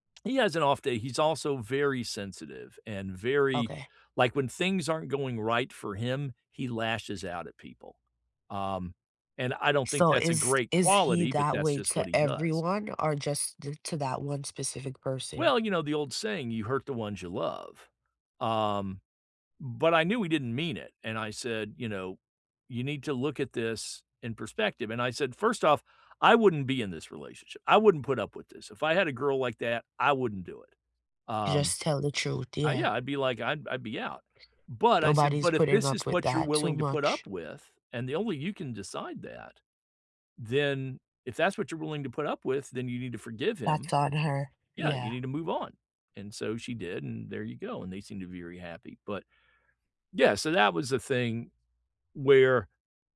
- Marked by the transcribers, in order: tapping; other background noise
- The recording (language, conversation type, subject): English, unstructured, What does honesty mean to you in everyday life?
- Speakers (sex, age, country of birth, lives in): female, 25-29, United States, United States; male, 65-69, United States, United States